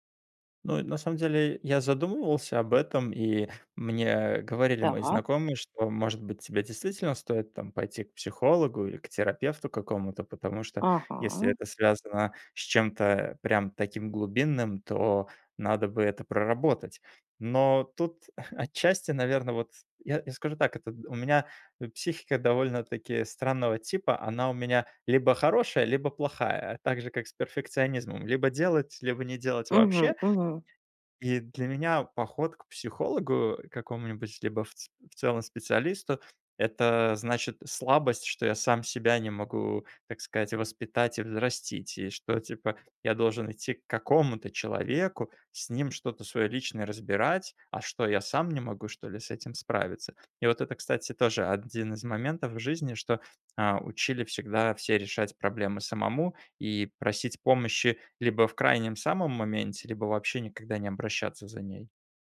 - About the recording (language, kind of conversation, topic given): Russian, advice, Как самокритика мешает вам начинать новые проекты?
- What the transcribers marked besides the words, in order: chuckle; tapping